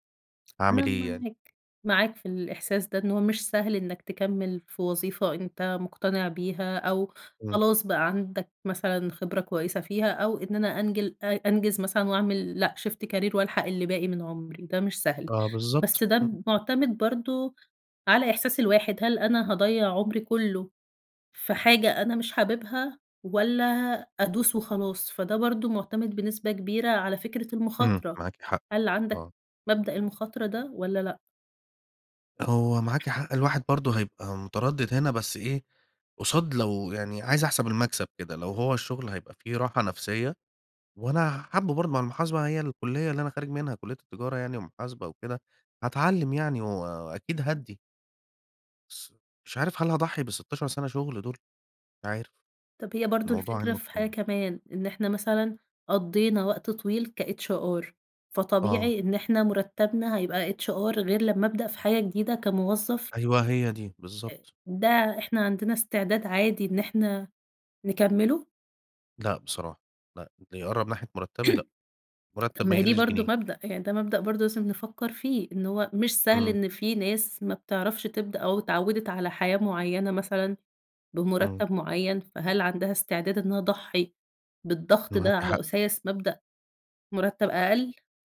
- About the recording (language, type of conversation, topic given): Arabic, advice, إزاي أقرر أكمّل في شغل مرهق ولا أغيّر مساري المهني؟
- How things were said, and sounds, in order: in English: "shift career"; other background noise; unintelligible speech; in English: "كhr"; in English: "hr"; throat clearing